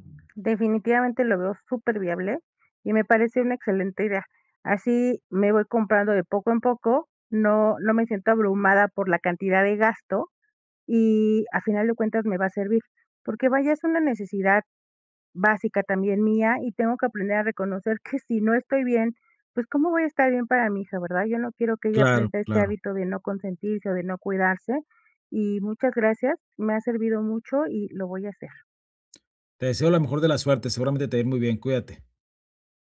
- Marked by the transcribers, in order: laughing while speaking: "que"
- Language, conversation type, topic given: Spanish, advice, ¿Cómo puedo priorizar mis propias necesidades si gasto para impresionar a los demás?